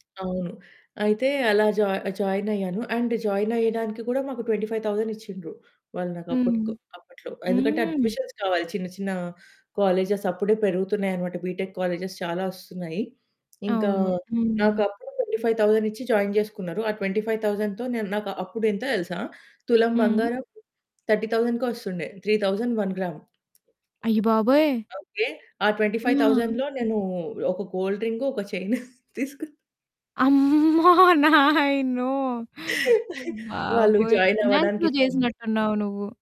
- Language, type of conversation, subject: Telugu, podcast, మీకు మొదటి జీతం వచ్చిన రోజున మీరు ఏమి చేశారు?
- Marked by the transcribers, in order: tapping; in English: "జాయి జాయిన్"; in English: "అండ్ జాయిన్"; in English: "ట్వెంటీ ఫైవ్ థౌసండ్"; in English: "అడ్మిషన్స్"; in English: "కాలేజెస్"; in English: "బిటెక్ కాలేజ్స్"; in English: "ట్వెంటీ ఫైవ్ థౌసండ్"; in English: "జాయిన్"; in English: "ట్వెంటీ ఫైవ్ థౌసండ్"; other background noise; in English: "థర్టీ థౌసండ్"; in English: "త్రీ థౌసండ్ వన్ గ్రామ్"; in English: "ట్వెంటీ ఫైవ్ థౌసండ్"; in English: "గోల్డ్"; laughing while speaking: "చైన్ తీసుకున్న"; in English: "చైన్"; in English: "ఫైనాన్స్‌లో"; giggle; in English: "జాయిన్"